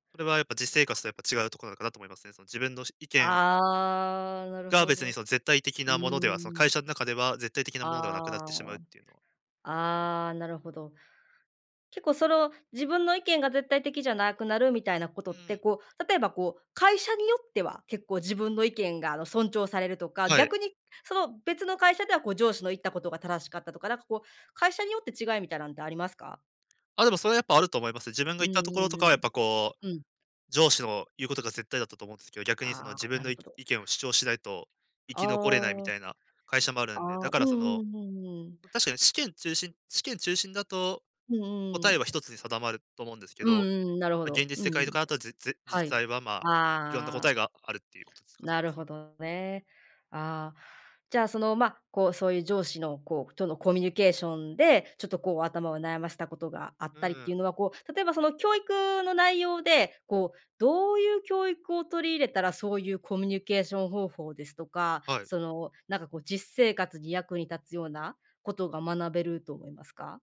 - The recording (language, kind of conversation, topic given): Japanese, podcast, 試験中心の評価は本当に正しいと言えるのでしょうか？
- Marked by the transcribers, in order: other background noise; tapping